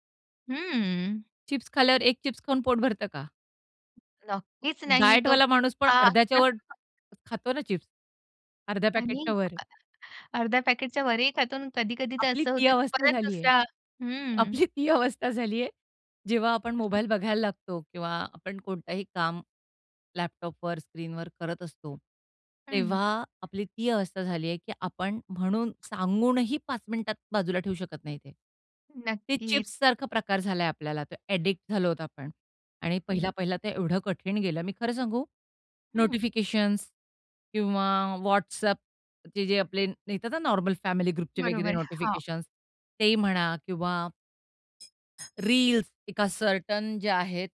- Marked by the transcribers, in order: tapping; in English: "डायटवाला"; chuckle; other background noise; unintelligible speech; laughing while speaking: "आपली ती अवस्था झाली आहे"; unintelligible speech; other noise; in English: "एडिक्ट"; in English: "ग्रुपचे"; in English: "सर्टन"
- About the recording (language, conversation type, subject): Marathi, podcast, डिजिटल डीटॉक्स कधी आणि कसा करतोस?